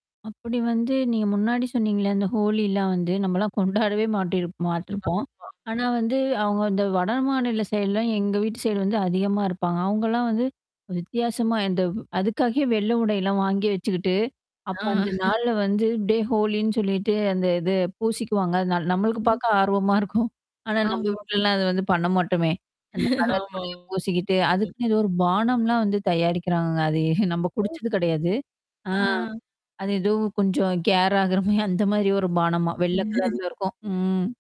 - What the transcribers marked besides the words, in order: distorted speech; tapping; mechanical hum; chuckle; laughing while speaking: "ஆமா"; other background noise; laughing while speaking: "அது"; laughing while speaking: "மாரி"; laugh
- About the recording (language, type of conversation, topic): Tamil, podcast, வித்தியாசமான திருநாள்களை நீங்கள் எப்படிக் கொண்டாடுகிறீர்கள்?